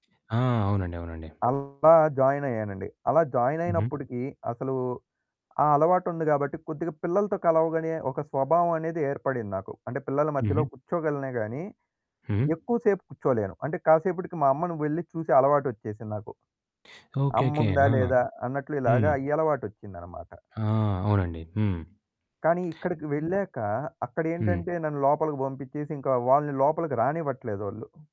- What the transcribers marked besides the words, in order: other background noise; distorted speech; in English: "జాయిన్"
- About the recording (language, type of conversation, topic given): Telugu, podcast, స్కూల్‌కు తొలిసారి వెళ్లిన రోజు ఎలా గుర్తుండింది?